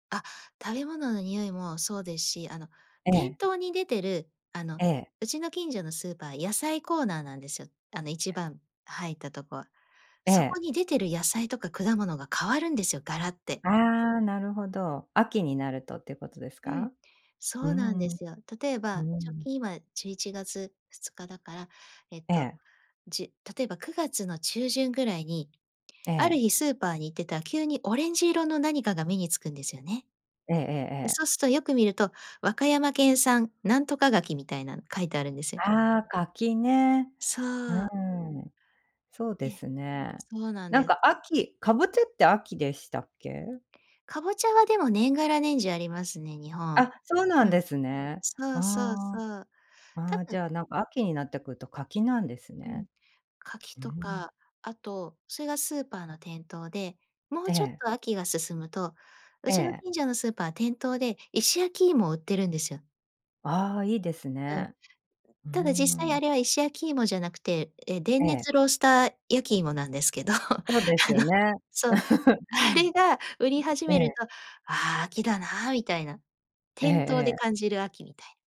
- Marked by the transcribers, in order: other background noise; tapping; chuckle
- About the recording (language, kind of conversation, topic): Japanese, podcast, 季節の移り変わりから、どんなことを感じますか？